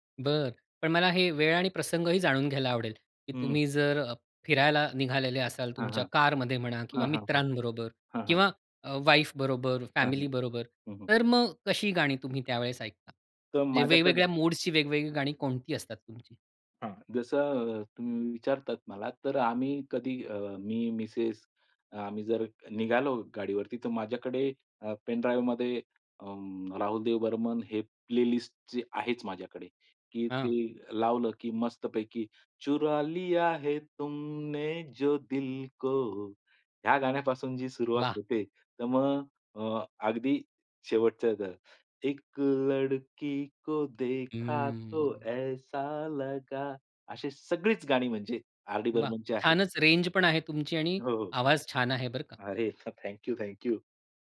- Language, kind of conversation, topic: Marathi, podcast, कोणत्या कलाकाराचं संगीत तुला विशेष भावतं आणि का?
- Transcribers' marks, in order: tapping; in English: "वाईफ"; in English: "मिसेस"; in English: "प्लेलिस्ट"; singing: "चुरा लिया है तुमने जो दिल को"; singing: "एक लडकी को देखा तो ऐसा लगा"; in English: "रेंज"; joyful: "थँक यू, थँक यू"